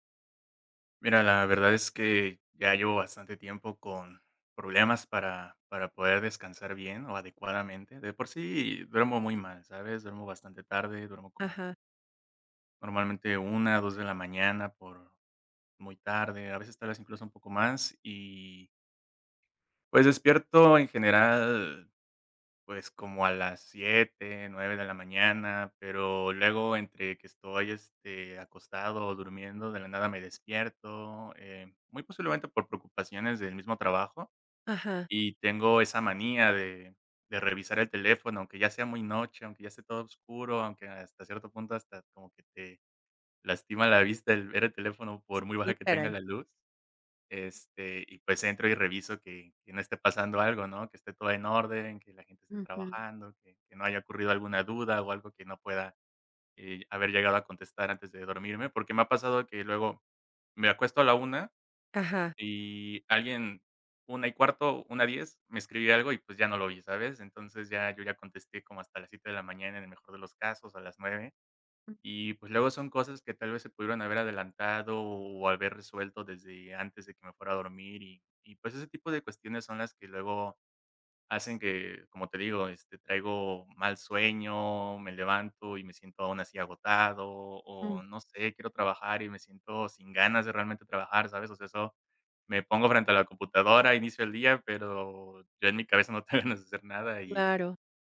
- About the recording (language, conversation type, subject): Spanish, advice, ¿Cómo puedo dejar de rumiar sobre el trabajo por la noche para conciliar el sueño?
- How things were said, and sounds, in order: other background noise; laughing while speaking: "no tengo"